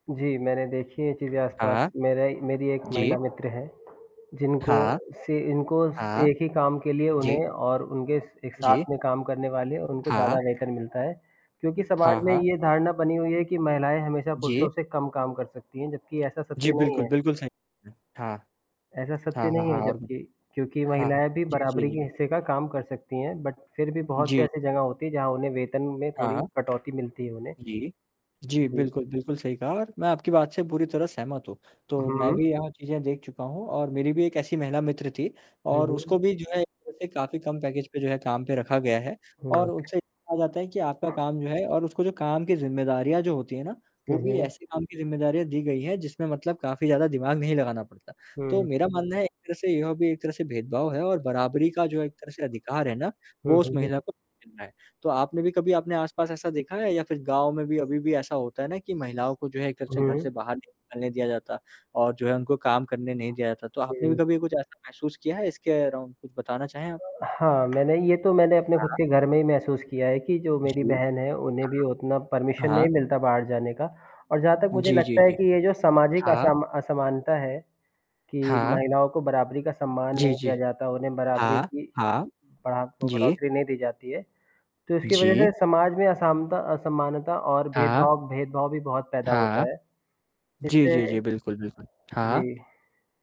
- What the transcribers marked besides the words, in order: static; other background noise; distorted speech; in English: "बट"; tapping; in English: "पैकेज"; unintelligible speech; in English: "अराउंड"; in English: "परमिशन"
- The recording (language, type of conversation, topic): Hindi, unstructured, क्या हमारे समुदाय में महिलाओं को समान सम्मान मिलता है?